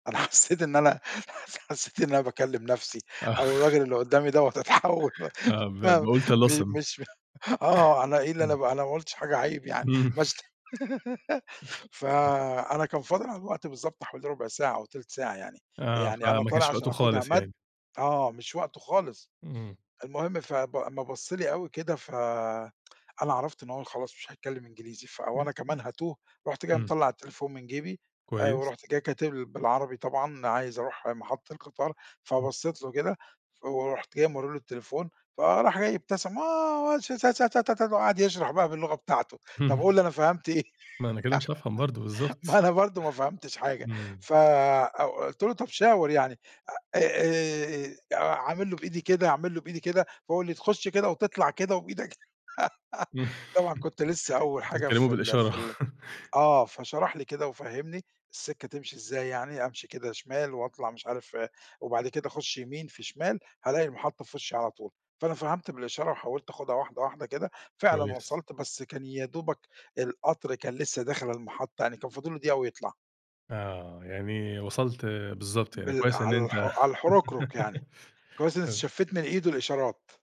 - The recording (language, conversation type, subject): Arabic, podcast, إيه أكتر موقف مضحك حصلك بسبب اختلاف اللغة؟
- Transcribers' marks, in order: laughing while speaking: "أنا حسّيت إن أنا حّسيت … يعني، ما شت"; laughing while speaking: "آه"; laughing while speaking: "آه ب باقول طلاسم"; chuckle; laughing while speaking: "إمم"; laugh; unintelligible speech; other background noise; tsk; unintelligible speech; chuckle; laughing while speaking: "ما أنا برضه ما فهمتش حاجة"; laugh; chuckle; chuckle; laugh; unintelligible speech